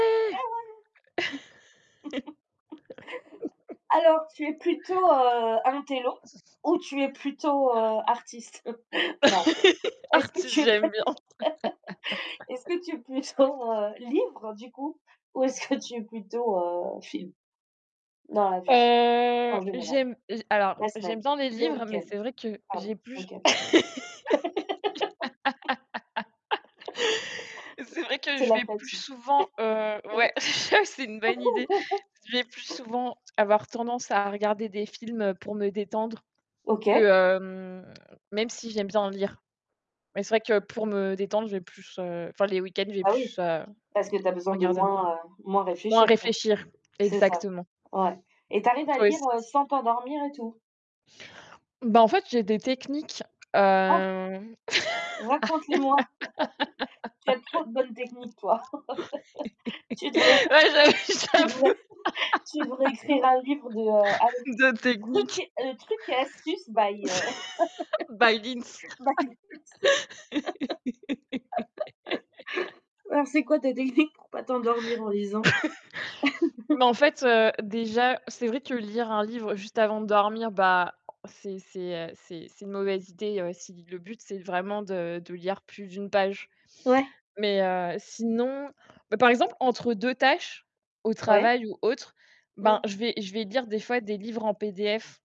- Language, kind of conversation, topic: French, unstructured, Aimez-vous mieux lire des livres ou regarder des films ?
- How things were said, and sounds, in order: laugh; other background noise; distorted speech; laugh; laughing while speaking: "Artiste, j'aime bien"; laugh; laughing while speaking: "tu es bonne élè"; laugh; laughing while speaking: "plutôt"; laughing while speaking: "est-ce que"; laugh; laughing while speaking: "ça"; laugh; chuckle; laugh; tapping; laugh; drawn out: "hem"; laugh; laughing while speaking: "ouais j'av j'avoue. De techniques"; laugh; laugh; laugh; in English: "By"; in English: "by"; laugh; laughing while speaking: "by, L Linsou"; in English: "by"; laugh; static; chuckle; laugh